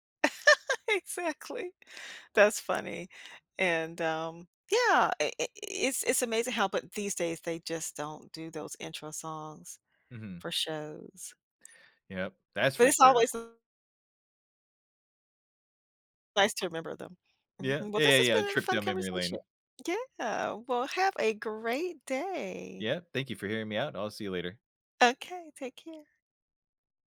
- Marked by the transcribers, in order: laugh; laughing while speaking: "Exactly"; other background noise
- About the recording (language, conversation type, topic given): English, unstructured, How should I feel about a song after it's used in media?